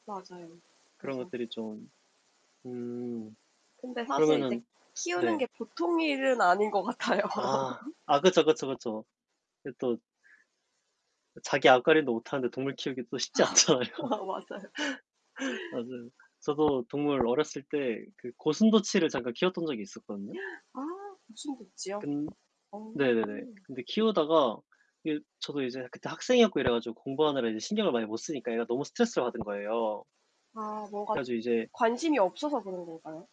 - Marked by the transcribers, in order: static; laughing while speaking: "같아요"; chuckle; laugh; laughing while speaking: "맞아요"; laughing while speaking: "않잖아요"; tapping; gasp
- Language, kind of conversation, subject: Korean, unstructured, 동물들이 주는 위로와 사랑에 대해 어떻게 생각하시나요?